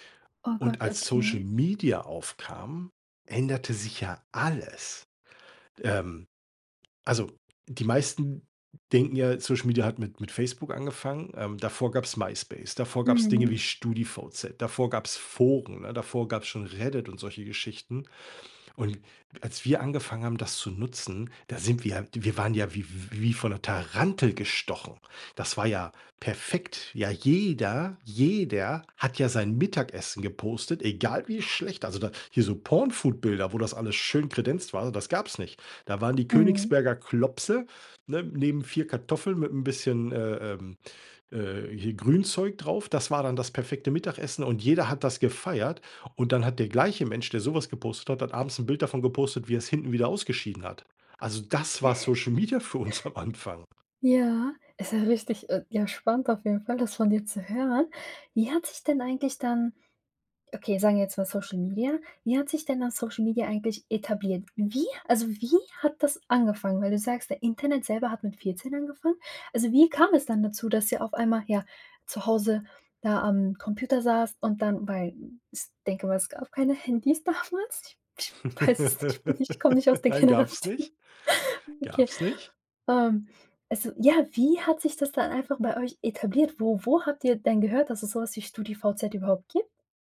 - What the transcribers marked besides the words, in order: surprised: "Oh Gott, okay"; stressed: "alles"; stressed: "jeder, jeder"; in English: "porn food"; giggle; laughing while speaking: "Ich weiß es nicht, ich … Generation. Okay. Ähm"; laugh; laughing while speaking: "Nein, gab's nicht. Gab's nicht"
- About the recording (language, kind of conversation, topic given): German, podcast, Wie hat Social Media deine Unterhaltung verändert?